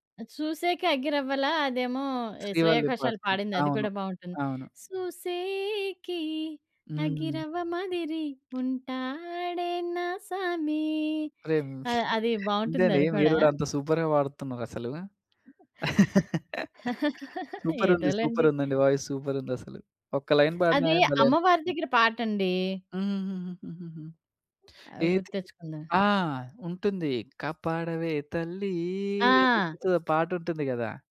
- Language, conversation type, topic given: Telugu, podcast, కొత్త సంగీతాన్ని కనుగొనడంలో ఇంటర్నెట్ మీకు ఎంతవరకు తోడ్పడింది?
- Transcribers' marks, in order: singing: "సూసేకి అగ్గిరవ్వ మాదిరి ఉంటాడే నా సామి"; tapping; other background noise; in English: "సూపర్‌గా"; laugh; chuckle; in English: "వాయిస్"; in English: "లైన్"